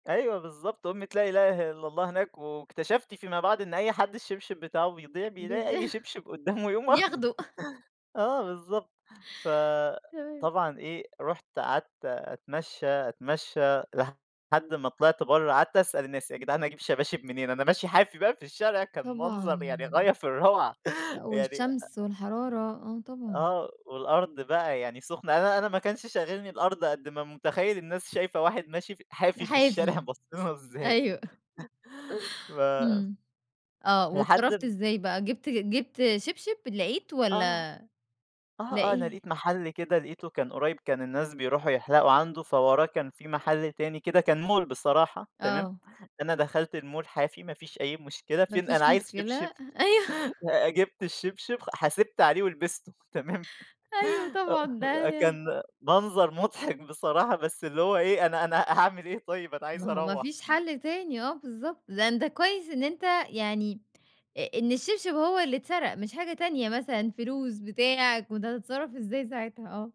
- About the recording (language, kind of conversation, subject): Arabic, podcast, احكيلي عن أول رحلة سافرت فيها لوحدك، كانت إمتى وروحت فين؟
- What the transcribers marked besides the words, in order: tapping; unintelligible speech; chuckle; laughing while speaking: "يقوم واخده"; horn; laughing while speaking: "في الشارع كان منظر يعني غاية في الروعة"; chuckle; laughing while speaking: "باصّين لُه إزاي"; other noise; in English: "مول"; in English: "المول"; laughing while speaking: "أيوه"; chuckle; laughing while speaking: "ولبسته، تمام"; laughing while speaking: "بصراحة"